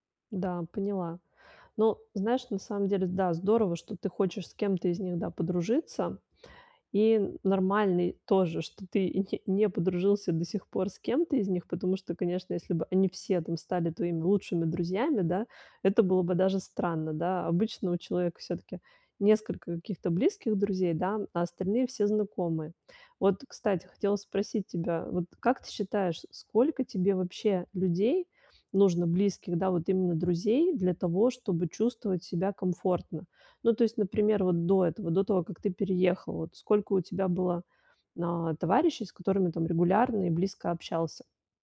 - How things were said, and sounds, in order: none
- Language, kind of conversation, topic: Russian, advice, Как постепенно превратить знакомых в близких друзей?